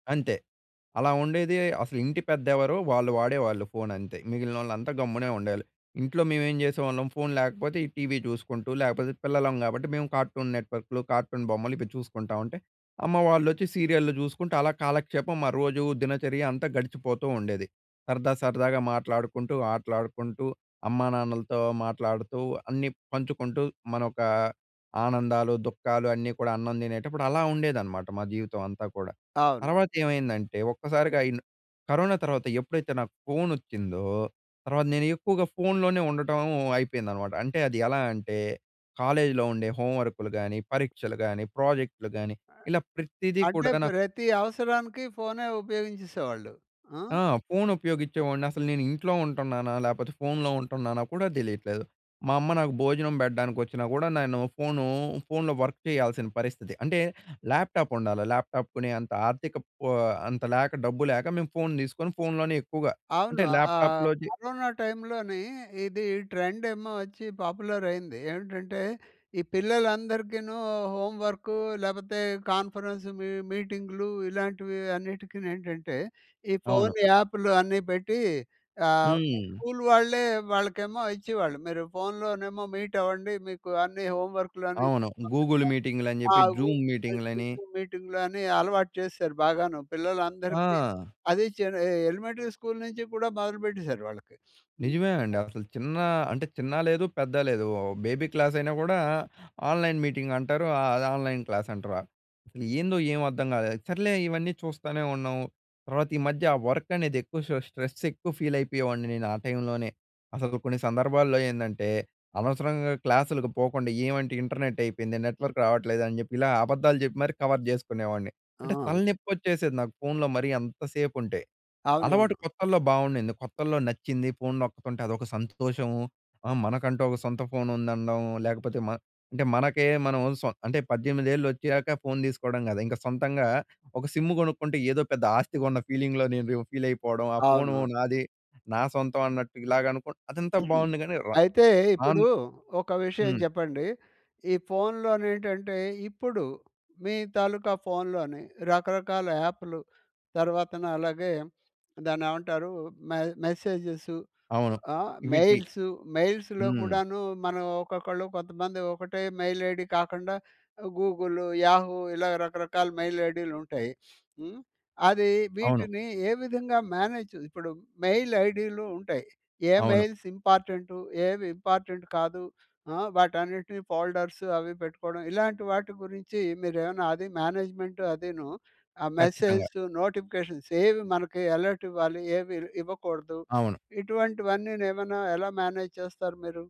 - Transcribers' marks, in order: in English: "కార్టూన్"; in English: "కార్టూన్"; in English: "కాలేజ్‌లో"; other noise; in English: "వర్క్"; in English: "ల్యాప్‌టా‌ప్"; in English: "ల్యాప్‌టా‌ప్"; in English: "ల్యాప్‌టా‌ప్‍లోది"; in English: "ట్రెండ్"; other background noise; in English: "మీట్"; in English: "హోమ్ వర్క్‌లో"; unintelligible speech; in English: "గూగుల్ మీటింగ్‌లని"; in English: "జూమ్"; in English: "జూమ్ మీటింగ్‌లని"; in English: "ఎ ఎలిమెంటరీ స్కూల్"; sniff; in English: "బేబీ"; in English: "ఆన్‍లైన్ మీటింగ్"; in English: "ఆన్‍లైన్ క్లాస్"; in English: "వర్క్"; in English: "స్ట్రెస్"; in English: "ఫీల్"; in English: "నెట్వర్క్"; in English: "కవర్"; in English: "సిమ్"; joyful: "ఆస్తి కొన్న ఫీలింగ్‌లో నేను ఫీల్ అయిపోవడం"; in English: "ఫీలింగ్‌లో"; in English: "ఫీల్"; throat clearing; in English: "మెయిల్స్‌లో"; in English: "మెయిల్ ఐడీ"; in English: "యాహూ"; in English: "మెయిల్"; sniff; in English: "మేనేజ్"; in English: "మెయిల్స్"; in English: "ఇంపార్టెంట్"; in English: "మేనేజ్‌మెం‌ట్"; in English: "నోటిఫికేషన్స్"; in English: "అలర్ట్"; in English: "మేనేజ్"
- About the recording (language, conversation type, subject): Telugu, podcast, ఫోన్ నోటిఫికేషన్లను మీరు ఎలా నిర్వహిస్తారు?